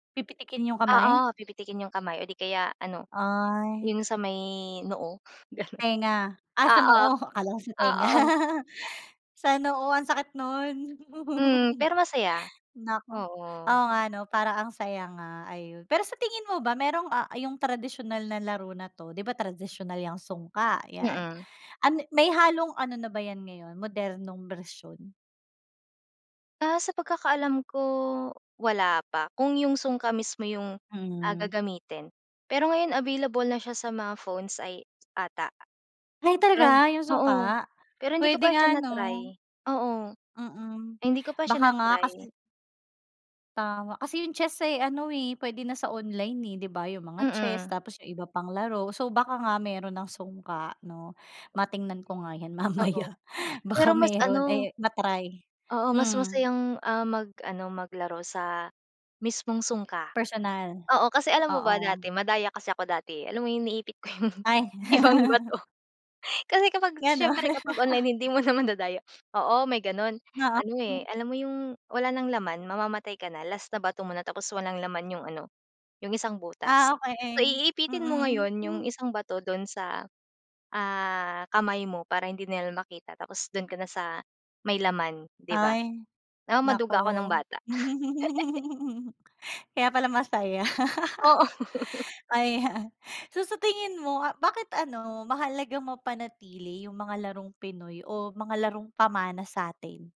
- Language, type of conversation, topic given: Filipino, podcast, May larong ipinasa sa iyo ang lolo o lola mo?
- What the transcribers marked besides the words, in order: other animal sound; "Tainga" said as "tenga"; laughing while speaking: "gano'n"; "tainga" said as "tenga"; laugh; chuckle; stressed: "sungka"; surprised: "Ay, talaga"; other background noise; laughing while speaking: "mamaya, baka meron"; laughing while speaking: "ibang bato"; laugh; laughing while speaking: "Gano'n"; laugh; sniff; unintelligible speech; chuckle; laugh; giggle; laughing while speaking: "ayan"; laughing while speaking: "Oo"; stressed: "pamana"